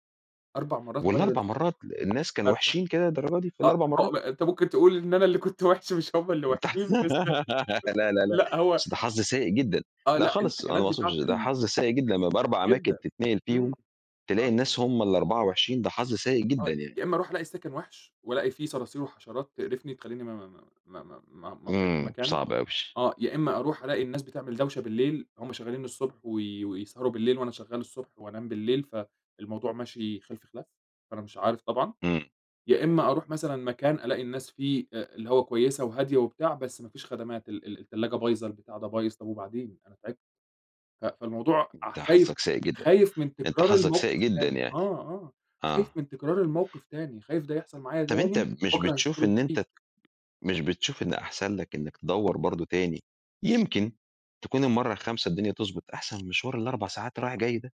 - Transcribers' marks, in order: tapping; other background noise; unintelligible speech; laugh; chuckle
- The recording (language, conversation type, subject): Arabic, podcast, إزاي بتتعامل مع ضغط الشغل اليومي؟